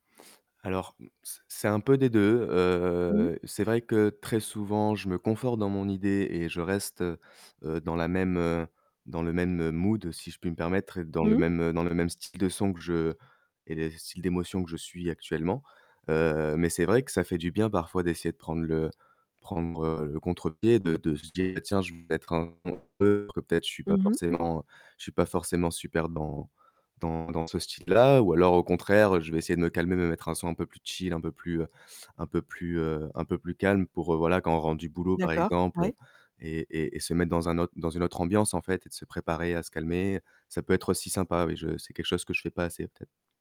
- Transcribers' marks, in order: drawn out: "heu"; static; in English: "mood"; distorted speech; unintelligible speech; in English: "chill"
- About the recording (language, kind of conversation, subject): French, podcast, Qu’est-ce qui te pousse à explorer un nouveau style musical ?
- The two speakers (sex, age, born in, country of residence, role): female, 55-59, France, France, host; male, 20-24, France, France, guest